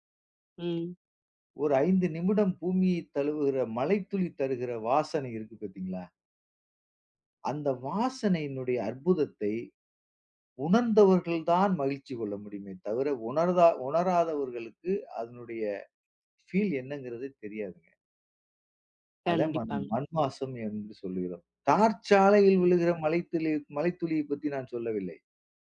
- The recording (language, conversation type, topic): Tamil, podcast, மழை பூமியைத் தழுவும் போது உங்களுக்கு எந்த நினைவுகள் எழுகின்றன?
- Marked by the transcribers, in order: in English: "ஃபீல்"